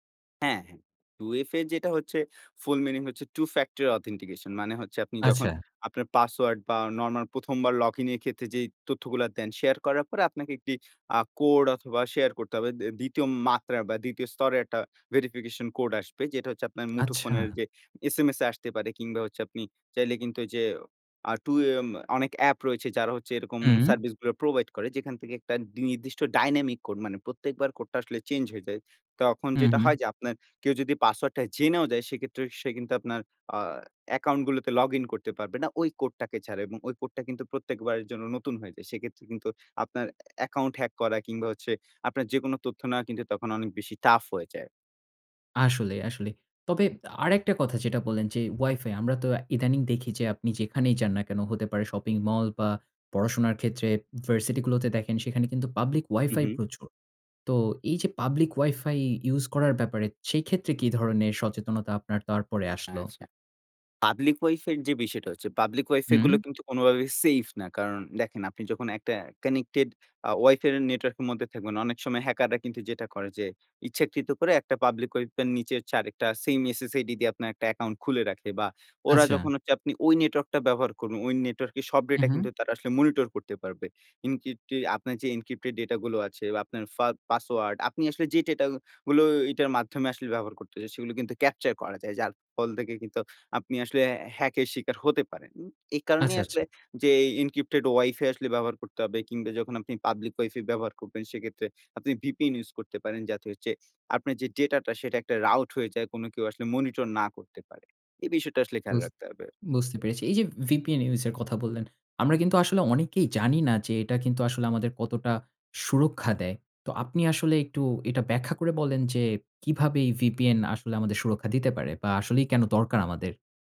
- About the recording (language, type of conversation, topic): Bengali, podcast, আপনি অনলাইনে লেনদেন কীভাবে নিরাপদ রাখেন?
- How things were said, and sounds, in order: tapping; in English: "প্রোভাইড"; in English: "ডাইনামিক কোড"; in English: "টাফ"; other background noise; in English: "কানেক্টেড"; in English: "মনিটর"; in English: "এনক্রিপ্টেড ডেটা"; in English: "ক্যাপচার"; in English: "এনক্রিপ্টেড"; in English: "রাউট"; in English: "মনিটর"